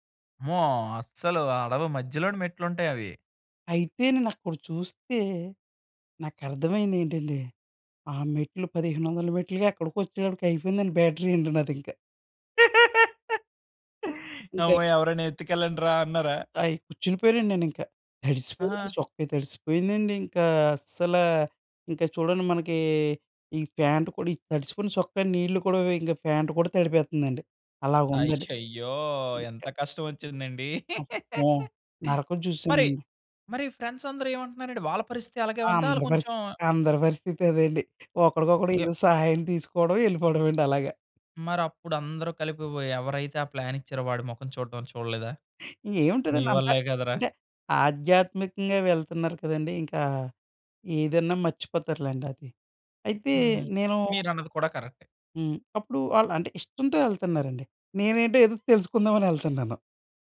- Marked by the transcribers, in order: in English: "బ్యాటరీ"; laugh; other background noise; in English: "ప్యాంట్"; in English: "ప్యాంట్"; laugh; in English: "ఫ్రెండ్స్"; other noise; giggle; in English: "ప్లాన్"; tapping; giggle
- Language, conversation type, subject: Telugu, podcast, దగ్గర్లోని కొండ ఎక్కిన అనుభవాన్ని మీరు ఎలా వివరించగలరు?